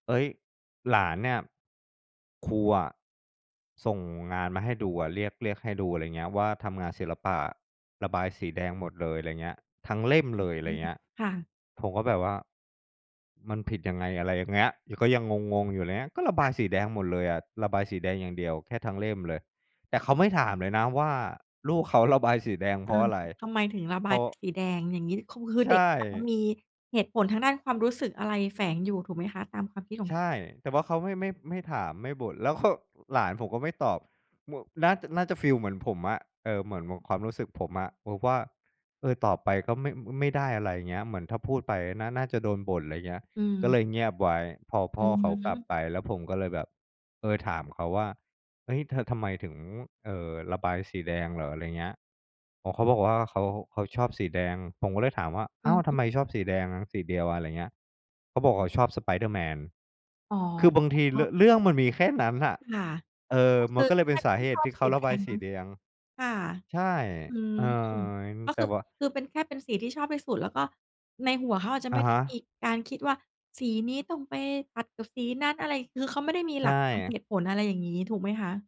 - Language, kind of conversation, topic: Thai, podcast, บทบาทของพ่อกับแม่ในครอบครัวยุคนี้ควรเป็นอย่างไร?
- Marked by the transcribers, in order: other background noise